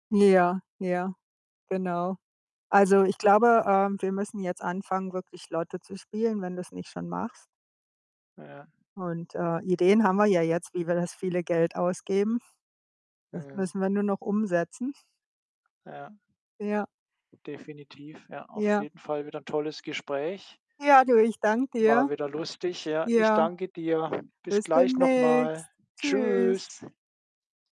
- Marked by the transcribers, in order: wind; tapping
- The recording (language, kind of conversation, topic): German, unstructured, Was würdest du tun, wenn du plötzlich viel Geld hättest?